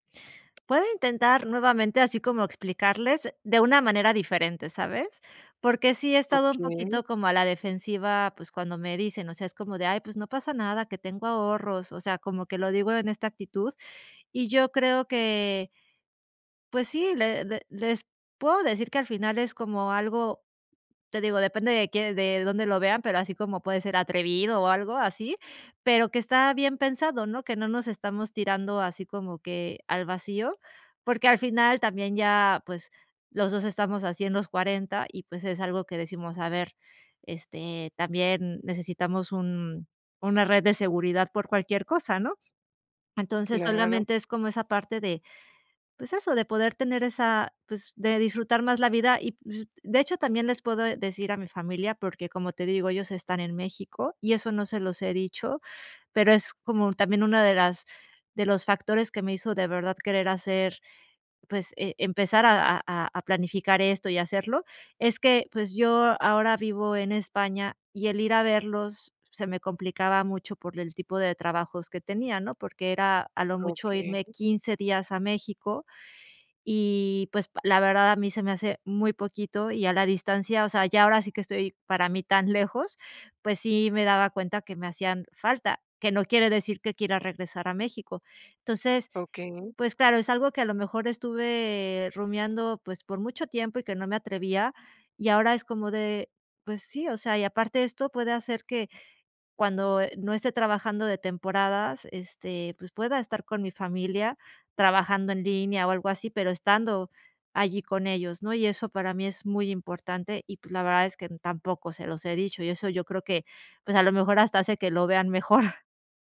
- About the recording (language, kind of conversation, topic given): Spanish, advice, ¿Cómo puedo manejar el juicio por elegir un estilo de vida diferente al esperado (sin casa ni hijos)?
- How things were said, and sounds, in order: tapping; laughing while speaking: "mejor"